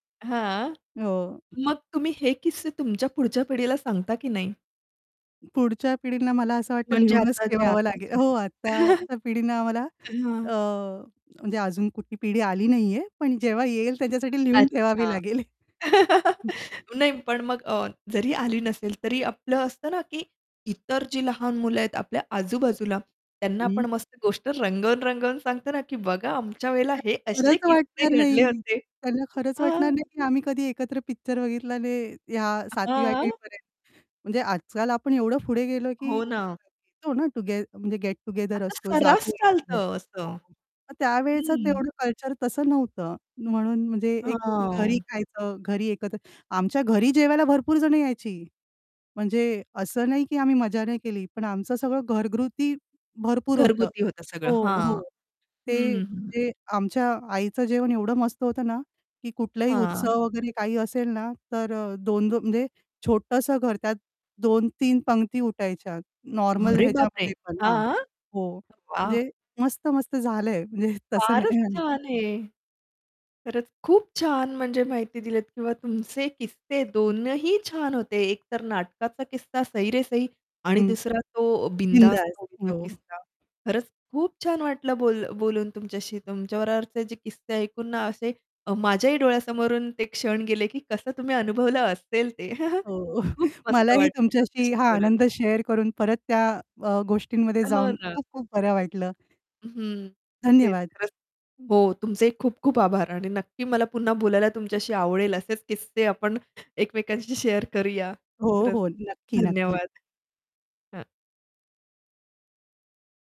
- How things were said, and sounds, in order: static; other background noise; distorted speech; chuckle; laugh; chuckle; anticipating: "बघा आमच्या वेळेला हे असे किस्से घडले होते"; in English: "गेट टूगेदर"; laughing while speaking: "म्हणजे"; unintelligible speech; chuckle; in English: "शेअर"; in English: "शेअर"
- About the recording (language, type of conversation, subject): Marathi, podcast, तुम्ही तुमच्या कौटुंबिक आठवणीतला एखादा किस्सा सांगाल का?